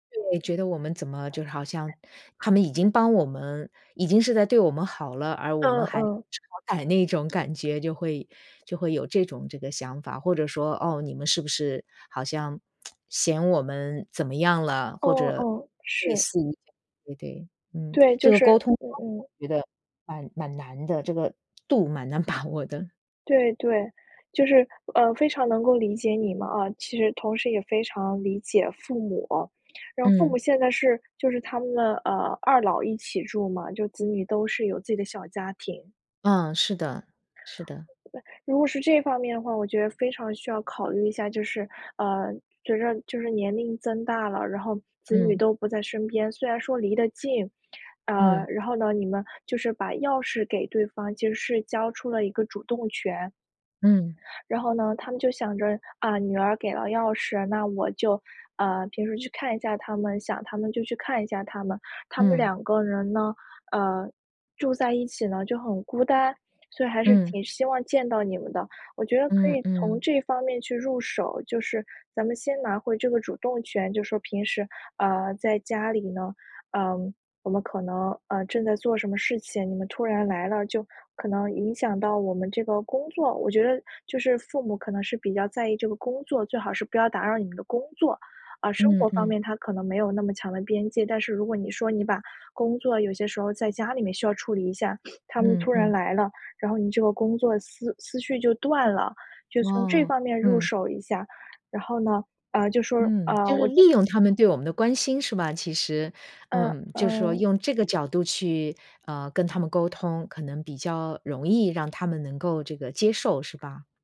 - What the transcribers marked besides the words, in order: other background noise; tapping; laughing while speaking: "把"; sniff
- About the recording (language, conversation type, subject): Chinese, advice, 我该怎么和家人谈清界限又不伤感情？